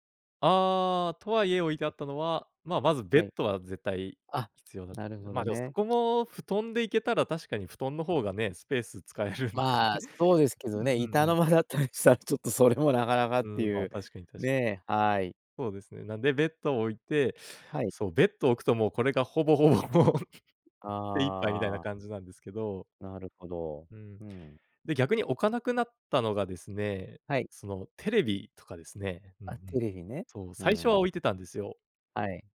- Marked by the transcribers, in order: other background noise; laughing while speaking: "使えるんで"; chuckle; laughing while speaking: "板の間だったりしたら"; laughing while speaking: "ほぼ ほぼもう"; chuckle
- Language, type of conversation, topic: Japanese, podcast, 小さなスペースを快適にするには、どんな工夫をすればいいですか？